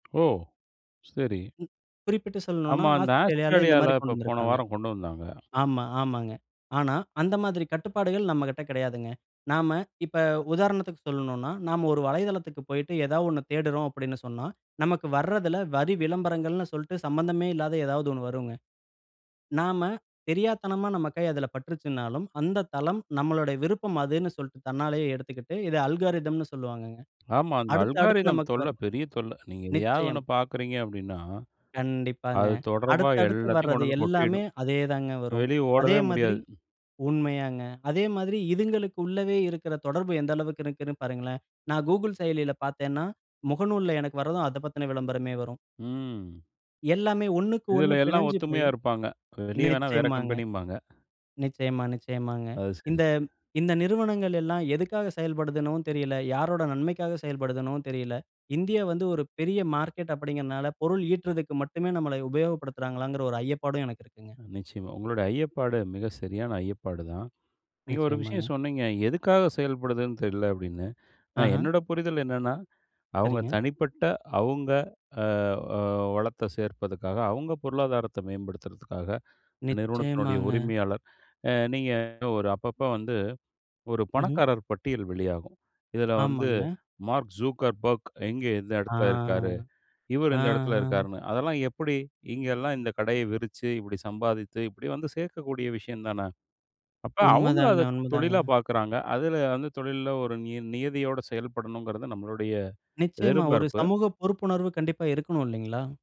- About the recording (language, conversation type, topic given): Tamil, podcast, சமூக ஊடகங்கள் கதைகளை எவ்வாறு பரப்புகின்றன?
- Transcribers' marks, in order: in English: "அல்கரிதம்ன்னு"; in English: "அல்காரிதம்"; other noise; other background noise